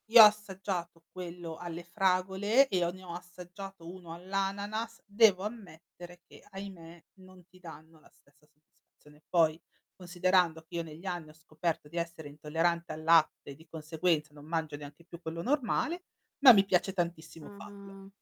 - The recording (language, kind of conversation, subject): Italian, podcast, Quando è stata la volta in cui cucinare è diventato per te un gesto di cura?
- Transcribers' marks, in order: none